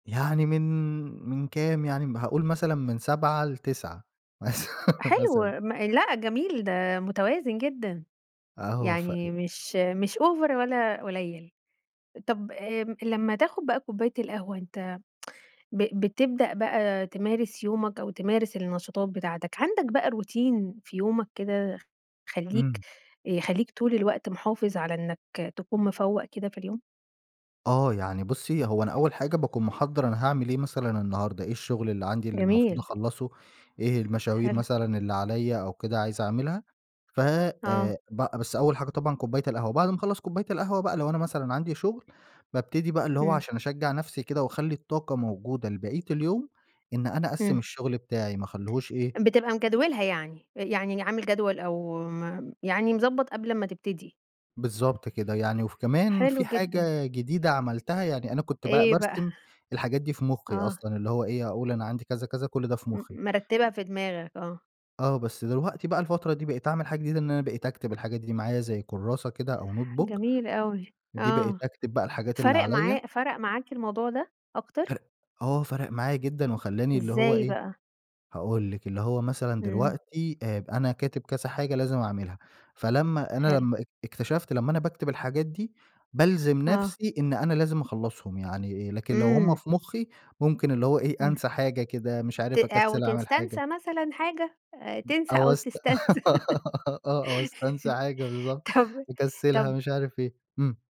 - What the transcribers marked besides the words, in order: laughing while speaking: "مث"; in English: "أوڤر"; tsk; in English: "روتين"; tapping; in English: "notebook"; giggle; laugh; laughing while speaking: "طَب"
- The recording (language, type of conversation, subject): Arabic, podcast, إزاي بتحافظ على طاقتك طول اليوم؟